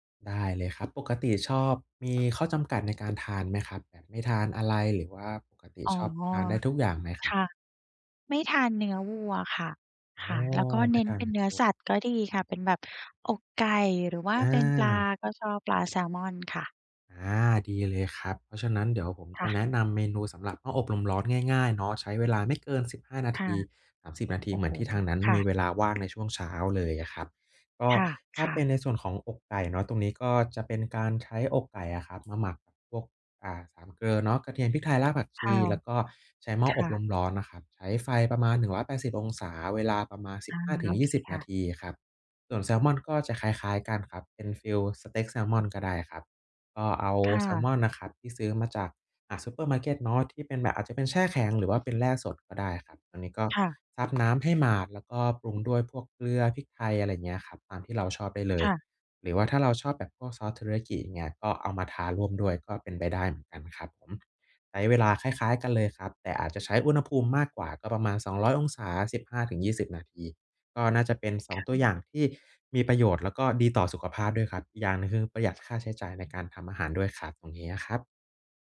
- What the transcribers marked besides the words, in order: tapping
- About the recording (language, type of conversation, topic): Thai, advice, ทำอาหารที่บ้านอย่างไรให้ประหยัดค่าใช้จ่าย?